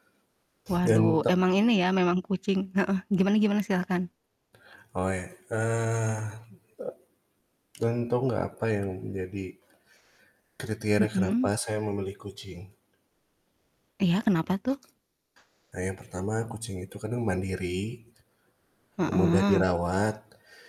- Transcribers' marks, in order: static; other background noise
- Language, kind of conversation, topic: Indonesian, unstructured, Bagaimana cara memilih hewan peliharaan yang cocok untuk keluarga?